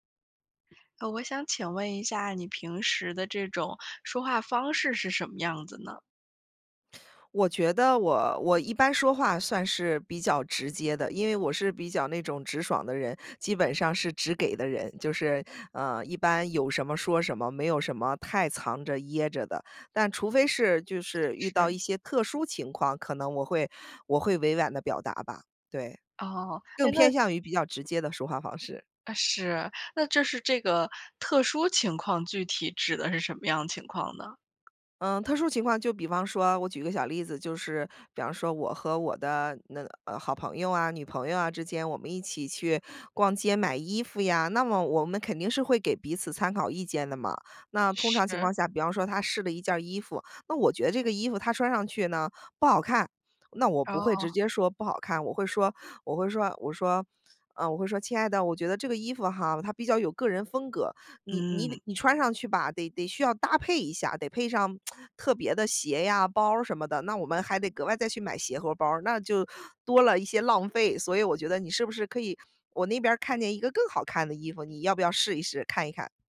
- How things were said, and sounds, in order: other background noise; lip smack
- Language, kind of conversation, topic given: Chinese, podcast, 你怎么看待委婉和直白的说话方式？